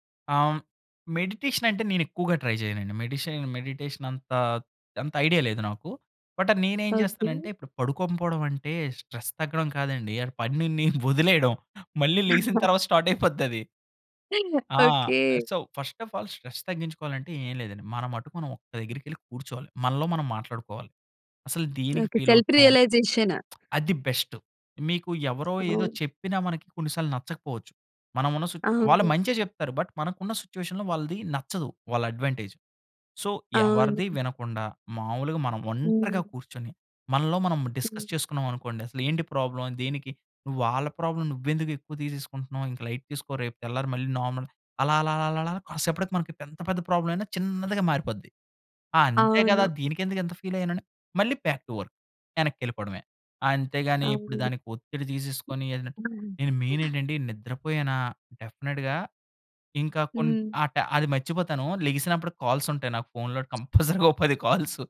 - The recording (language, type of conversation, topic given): Telugu, podcast, ఒత్తిడిని తగ్గించుకోవడానికి మీరు సాధారణంగా ఏ మార్గాలు అనుసరిస్తారు?
- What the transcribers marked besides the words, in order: in English: "మెడిటేషన్"; in English: "ట్రై"; in English: "మెడిషన్ మెడిటేషన్"; in English: "బట్"; in English: "స్ట్రెస్"; laughing while speaking: "పనిని వదిలేయడం. మళ్ళీ లెగిసిన తర్వాత స్టార్ట్ అయిపోద్దది"; chuckle; in English: "స్టార్ట్"; chuckle; in English: "సొ, ఫస్ట్ ఆఫ్ అల్ స్ట్రెస్"; in English: "సెల్ఫ్ రియలైజేషన్"; in English: "ఫీల్"; lip smack; other background noise; tapping; in English: "బట్"; in English: "సిట్యుయేషన్‌లో"; in English: "అడ్వాంటేజ్. సో"; in English: "డిస్కస్"; in English: "ప్రాబ్లమ్"; in English: "ప్రాబ్లమ్"; in English: "లైట్"; in English: "నార్మల్"; in English: "ఫీల్"; in English: "బ్యాక్ టు వర్క్"; other noise; in English: "మెయిన్"; in English: "డెఫినిట్‌గా"; in English: "కాల్స్"; laughing while speaking: "కంపల్సరీగా ఓ పది కాల్సు"